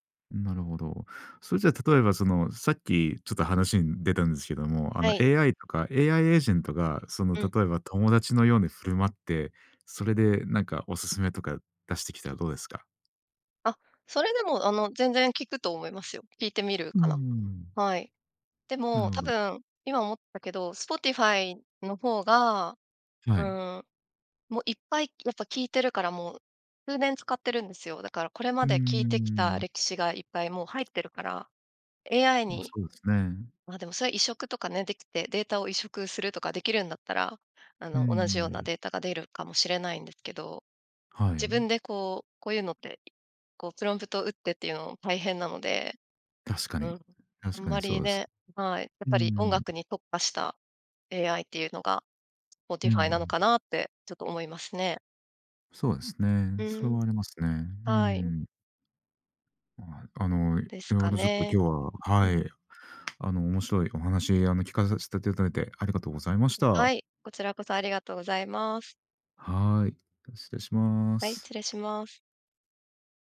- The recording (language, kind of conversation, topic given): Japanese, podcast, 普段、新曲はどこで見つけますか？
- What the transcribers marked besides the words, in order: tapping; other background noise